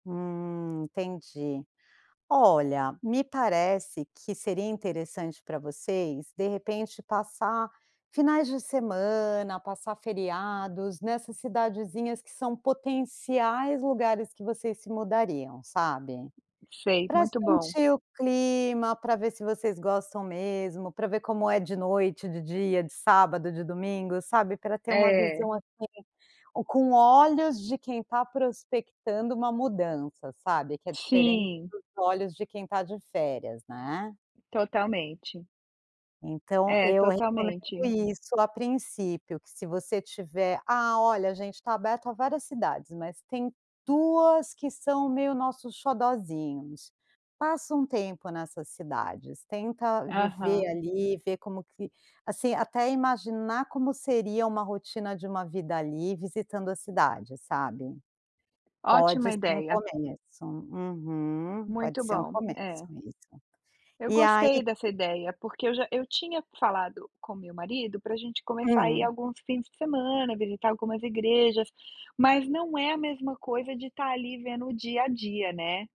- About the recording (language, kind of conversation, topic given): Portuguese, advice, Como posso começar a decidir uma escolha de vida importante quando tenho opções demais e fico paralisado?
- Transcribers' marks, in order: tapping; other background noise